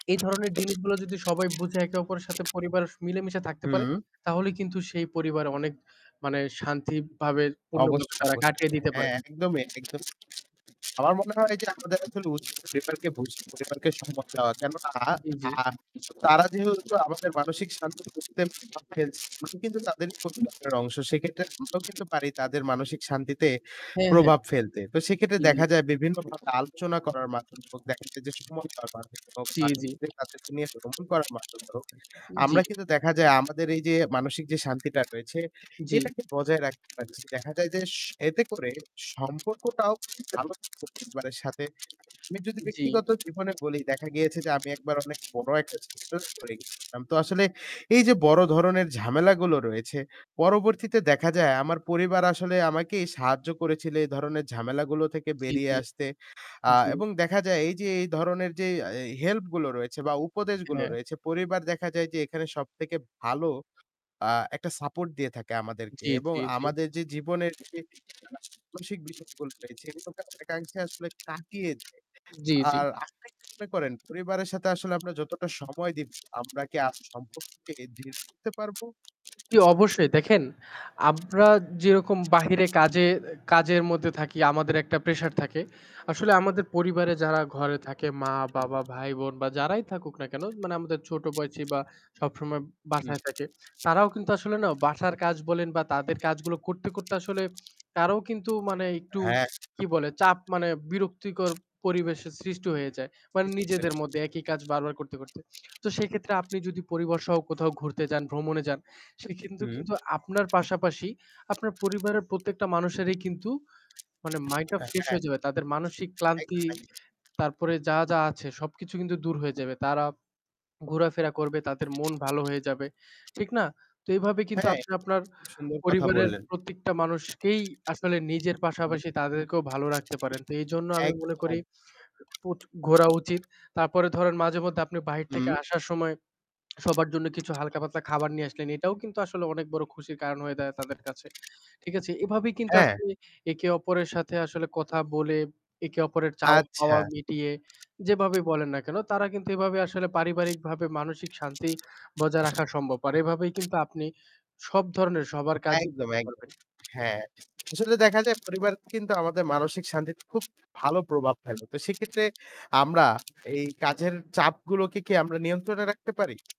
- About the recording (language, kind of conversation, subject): Bengali, unstructured, পরিবারের সঙ্গে মানসিক শান্তি কীভাবে বজায় রাখতে পারেন?
- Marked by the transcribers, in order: other background noise; static; distorted speech; unintelligible speech; unintelligible speech; unintelligible speech; lip smack